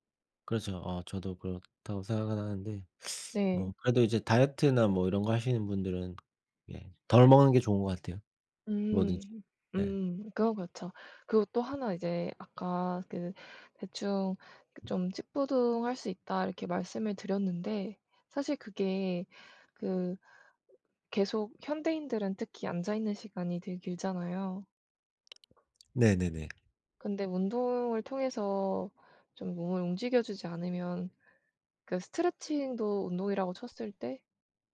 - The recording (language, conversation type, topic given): Korean, unstructured, 운동을 시작하지 않으면 어떤 질병에 걸릴 위험이 높아질까요?
- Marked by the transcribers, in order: teeth sucking; other background noise